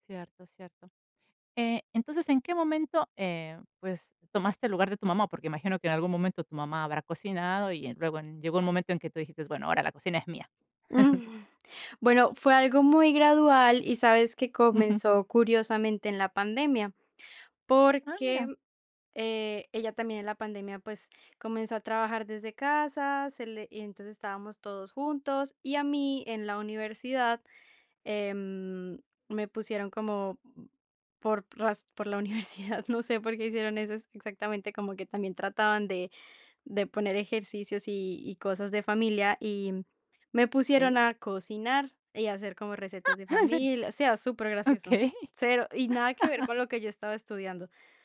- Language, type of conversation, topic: Spanish, podcast, ¿Cómo decides qué comprar en el súper cada semana?
- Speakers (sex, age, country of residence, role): female, 20-24, Italy, guest; female, 40-44, Italy, host
- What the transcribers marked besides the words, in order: chuckle; laughing while speaking: "la universidad"; other noise; laughing while speaking: "Okey"; laugh